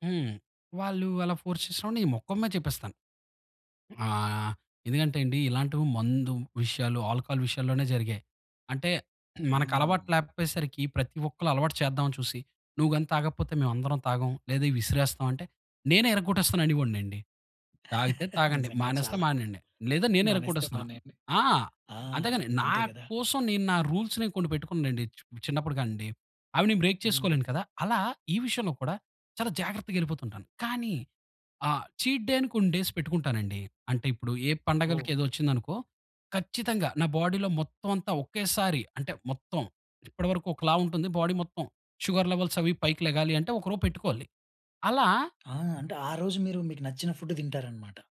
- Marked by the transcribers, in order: in English: "ఫోర్స్"; in English: "ఆల్కహాల్"; throat clearing; giggle; in English: "రూల్స్‌ని"; in English: "బ్రేక్"; in English: "చీట్ డే"; in English: "డేస్"; in English: "బాడీలో"; in English: "బాడీ"; in English: "షుగర్ లెవెల్స్"
- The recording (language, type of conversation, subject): Telugu, podcast, రుచిని పెంచే చిన్న చిట్కాలు ఏవైనా చెప్పగలవా?